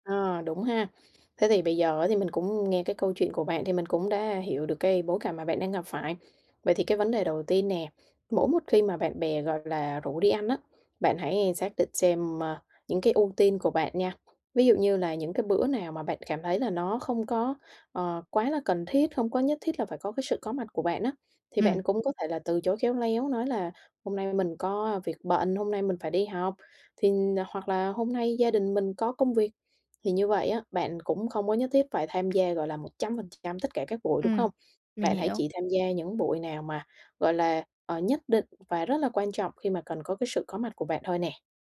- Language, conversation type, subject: Vietnamese, advice, Làm sao để ăn lành mạnh khi đi ăn ngoài cùng bạn bè?
- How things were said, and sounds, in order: tapping